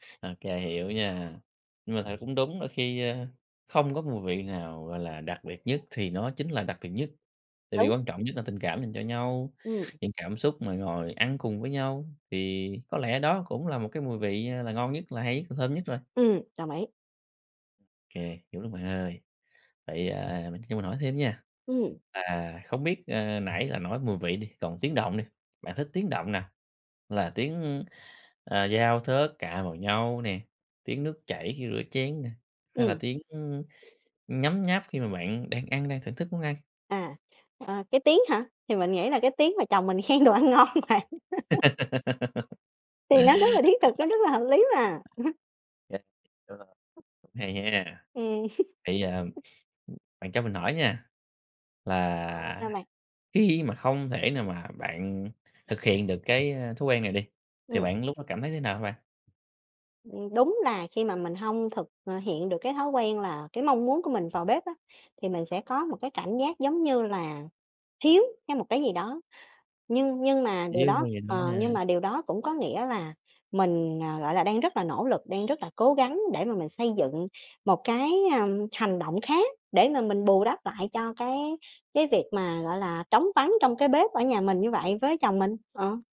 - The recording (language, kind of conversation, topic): Vietnamese, podcast, Bạn có thói quen nào trong bếp giúp bạn thấy bình yên?
- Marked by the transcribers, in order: tapping; other background noise; laughing while speaking: "khen đồ ăn ngon bạn"; laugh; laughing while speaking: "Thì nó rất là thiết thực"; chuckle; background speech; chuckle; horn